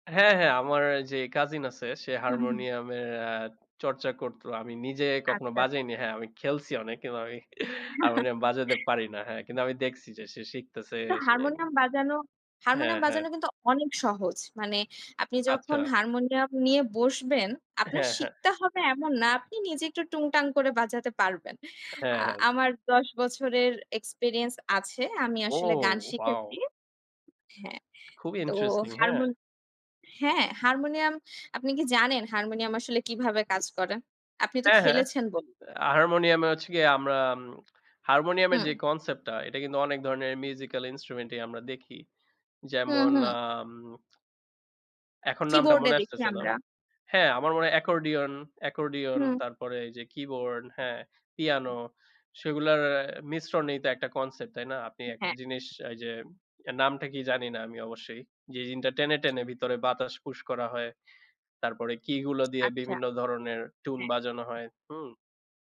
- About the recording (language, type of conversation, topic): Bengali, unstructured, তুমি যদি এক দিনের জন্য যেকোনো বাদ্যযন্ত্র বাজাতে পারতে, কোনটি বাজাতে চাইতে?
- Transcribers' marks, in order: chuckle; laugh; other noise; other background noise; surprised: "ও! Wow!"; in English: "concept"; in English: "musical instrument"; in English: "keyboard"; in English: "accordion, accordion"; in English: "keyboarn"; "keyboard" said as "keyboarn"; in English: "piano"; in English: "concept"; in English: "push"; in English: "key"; in English: "tune"